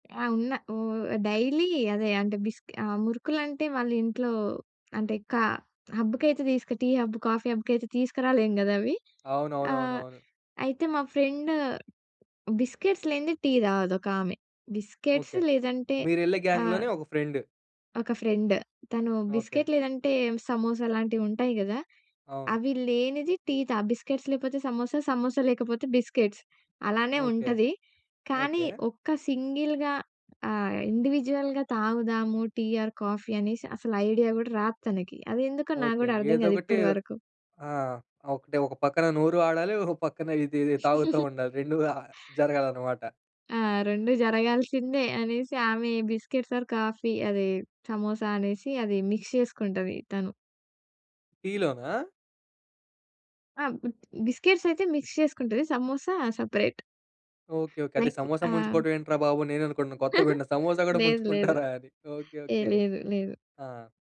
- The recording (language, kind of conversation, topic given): Telugu, podcast, కాఫీ, టీ వంటి పానీయాలు మన ఎనర్జీని ఎలా ప్రభావితం చేస్తాయి?
- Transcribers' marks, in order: in English: "డైలీ"; in English: "టీ హబ్, కాఫీ హబ్‌కి"; in English: "ఫ్రెండ్ బిస్కెట్స్"; other background noise; in English: "బిస్కెట్స్"; in English: "గాంగ్‌లోనే"; in English: "ఫ్రెండ్"; in English: "ఫ్రెండ్"; in English: "బిస్కిట్"; in English: "బిస్కిట్స్"; in English: "బిస్కిట్స్"; in English: "సింగిల్‌గా"; in English: "ఇండివిడ్యుయల్‌గా"; in English: "ఆర్ కాఫీ"; tapping; giggle; in English: "బిస్కెట్స్ ఆర్ కాఫీ"; in English: "మిక్స్"; in English: "బిస్కెట్స్"; in English: "మిక్స్"; in English: "సెపరేట్. లైక్"; giggle